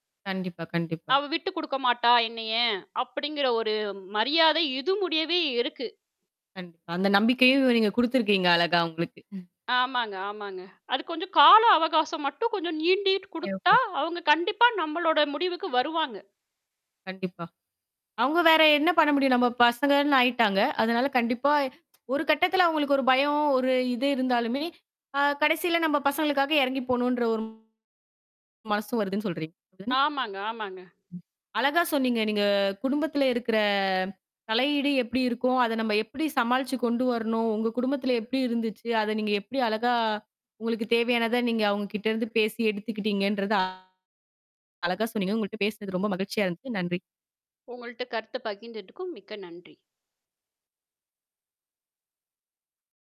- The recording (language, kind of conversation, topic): Tamil, podcast, முடிவெடுப்பதில் குடும்பம் அதிகமாகத் தலையிடும்போது, அதை நீங்கள் எப்படி சமாளிக்கிறீர்கள்?
- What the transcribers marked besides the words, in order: chuckle; mechanical hum; distorted speech; drawn out: "குடும்பத்துல இருக்கிற"; "பகிர்ந்துட்டதுக்கும்" said as "பகிந்துட்டுக்கும்"